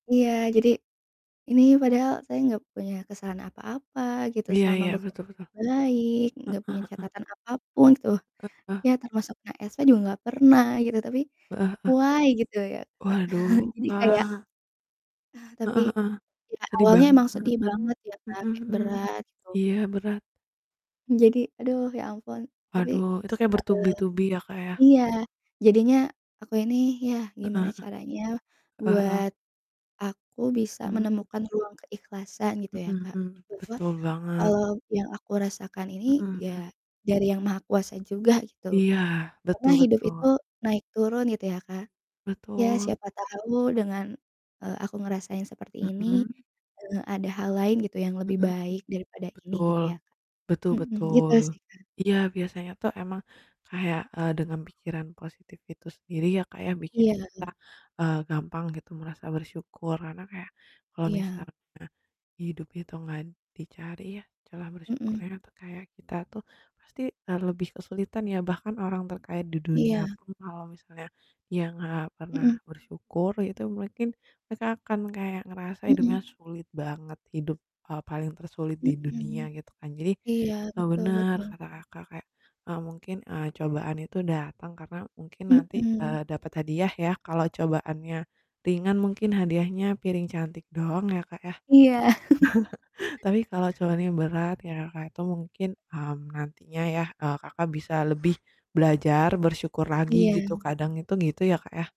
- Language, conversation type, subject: Indonesian, unstructured, Apa yang membuatmu tetap merasa bersyukur meski sedang sedih?
- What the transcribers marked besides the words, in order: distorted speech; in English: "why"; other background noise; chuckle; tapping; chuckle; static